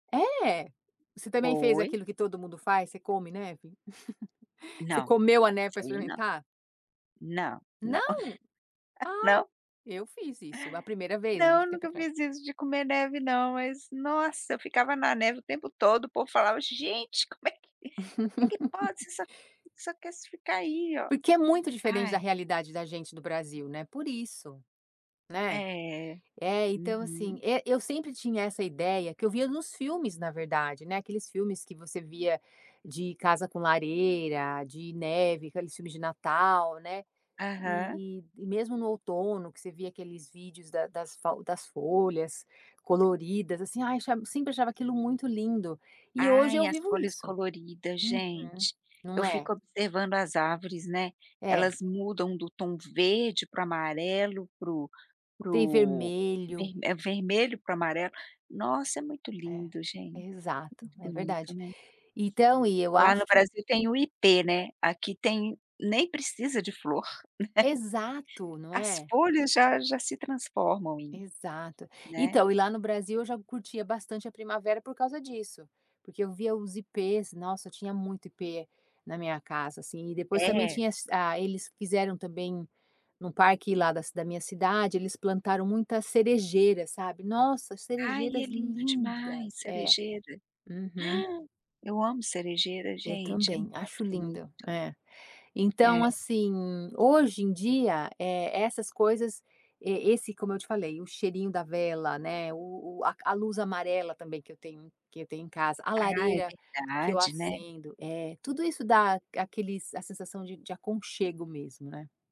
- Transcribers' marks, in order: laugh; chuckle; laughing while speaking: "Não nunca fiz isso de comer neve não"; laugh; tapping; laughing while speaking: "né"; gasp
- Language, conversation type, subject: Portuguese, podcast, O que deixa um lar mais aconchegante para você?